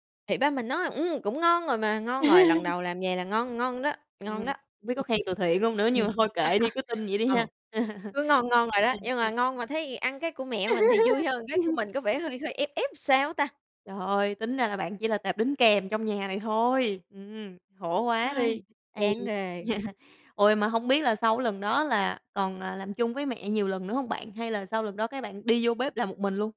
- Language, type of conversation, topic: Vietnamese, podcast, Bạn có kỷ niệm nào đáng nhớ khi cùng mẹ nấu ăn không?
- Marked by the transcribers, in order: tapping; laugh; other background noise; chuckle; laugh; sigh; laughing while speaking: "da"